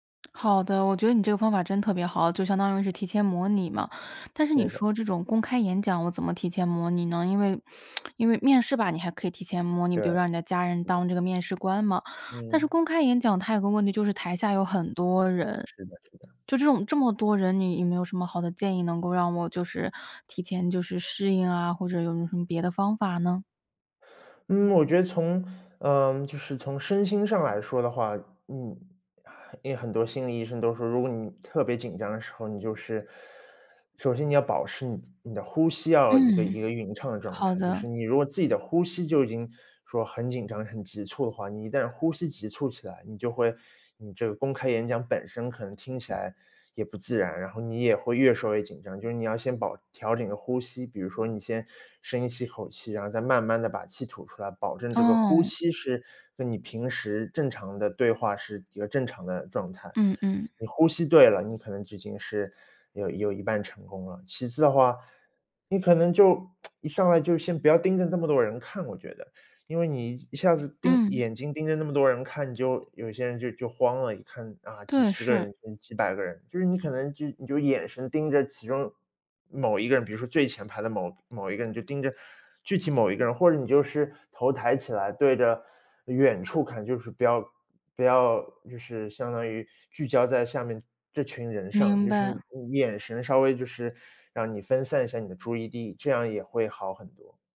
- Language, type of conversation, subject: Chinese, advice, 你在面试或公开演讲前为什么会感到强烈焦虑？
- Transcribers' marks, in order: tapping; lip smack; other background noise; lip smack